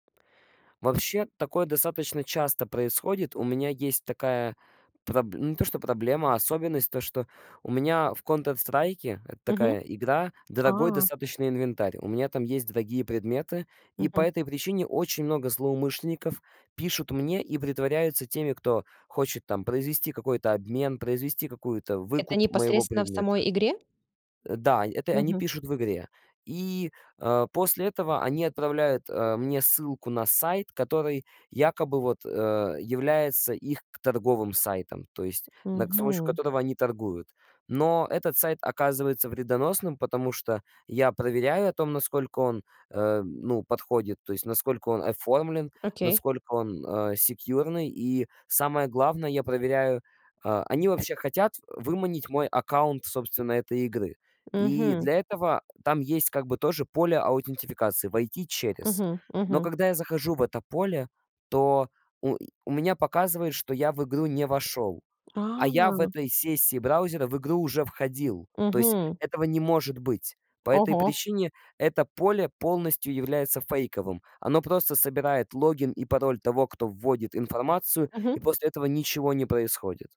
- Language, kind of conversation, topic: Russian, podcast, Как отличить надёжный сайт от фейкового?
- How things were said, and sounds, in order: tapping; unintelligible speech